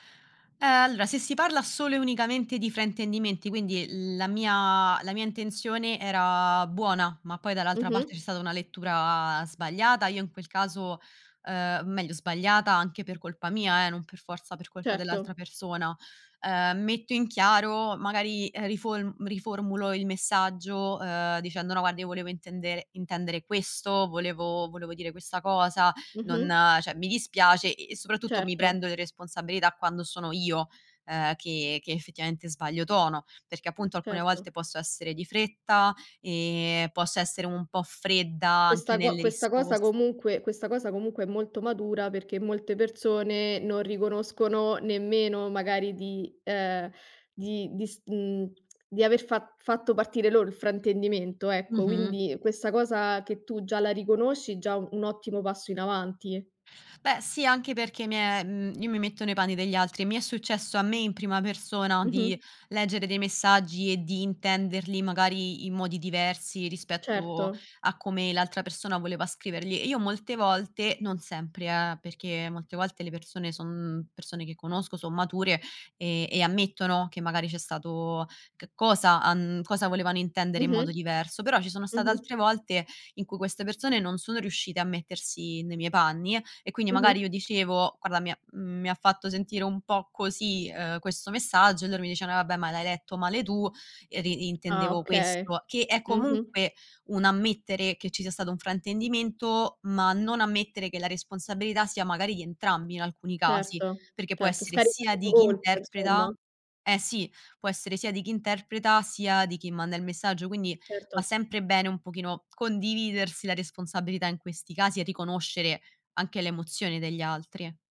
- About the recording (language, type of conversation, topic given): Italian, podcast, Come affronti fraintendimenti nati dai messaggi scritti?
- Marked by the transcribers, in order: "cioè" said as "ceh"